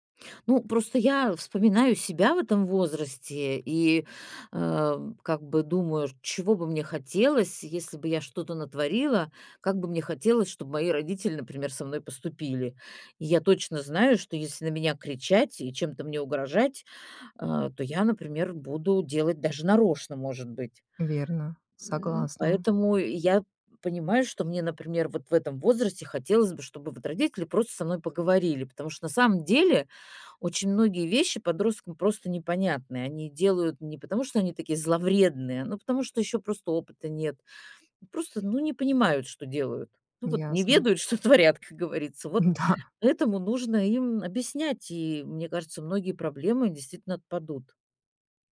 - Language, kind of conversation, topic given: Russian, advice, Как нам с партнёром договориться о воспитании детей, если у нас разные взгляды?
- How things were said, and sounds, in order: tapping; laughing while speaking: "что творят"; laughing while speaking: "Да"